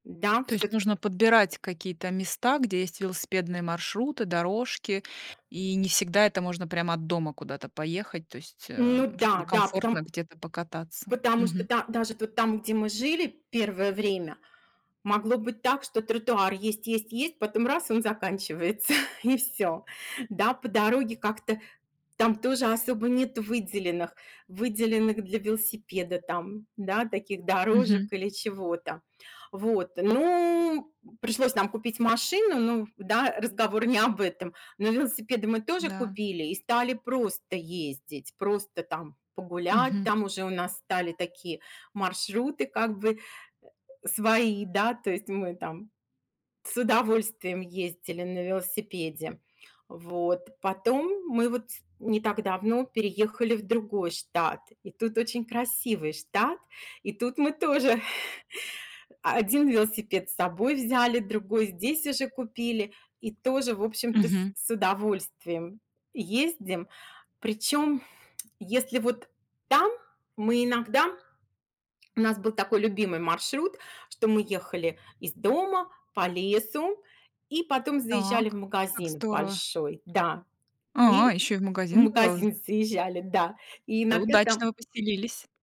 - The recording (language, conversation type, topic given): Russian, podcast, Что для тебя важнее в хобби: удовольствие или результат?
- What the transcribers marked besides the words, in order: laughing while speaking: "заканчивается"; tapping; laughing while speaking: "тоже"